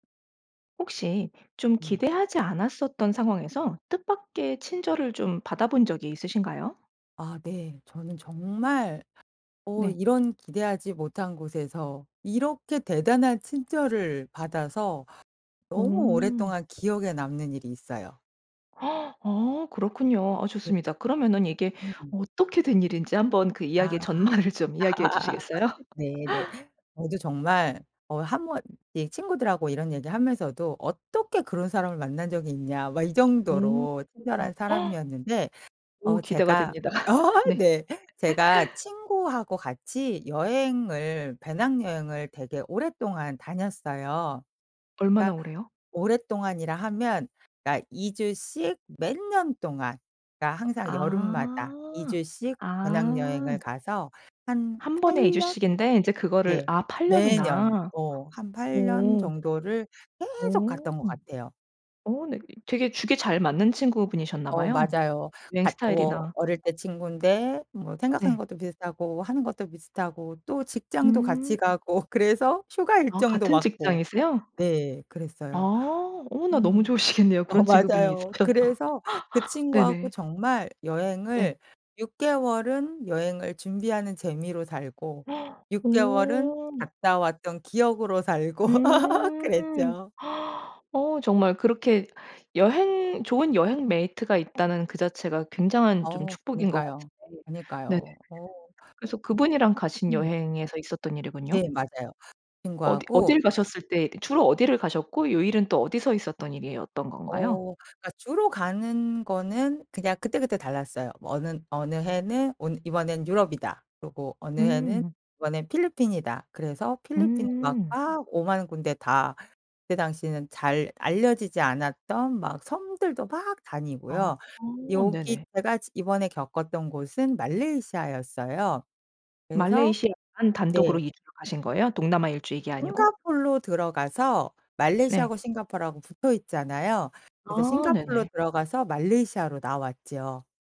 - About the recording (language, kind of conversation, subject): Korean, podcast, 뜻밖의 친절을 받은 적이 있으신가요?
- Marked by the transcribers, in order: other background noise; gasp; laugh; laughing while speaking: "전말을 좀 이야기해 주시겠어요?"; laugh; gasp; laughing while speaking: "됩니다"; laugh; laughing while speaking: "어"; laugh; tapping; laughing while speaking: "가고"; laughing while speaking: "좋으시겠네요 그런 친구분이 있으셔서"; laughing while speaking: "어 맞아요"; laugh; gasp; laughing while speaking: "살고"; gasp; laugh